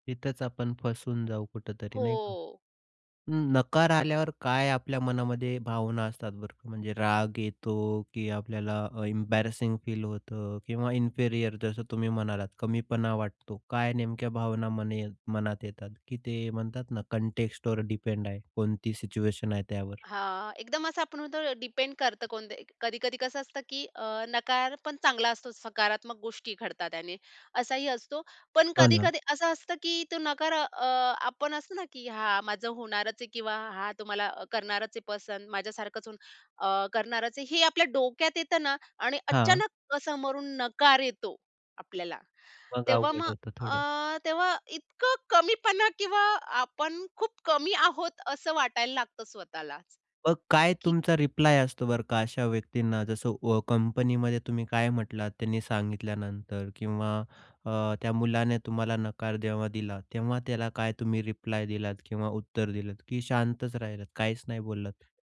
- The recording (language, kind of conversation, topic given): Marathi, podcast, नकार मिळाल्यावर तुम्ही त्याला कसे सामोरे जाता?
- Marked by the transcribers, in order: in English: "एम्बॅरसिंग फील"; in English: "इन्फेरियर"; in English: "कॉन्टेक्स्टवर डिपेंड"; in English: "डिपेंड"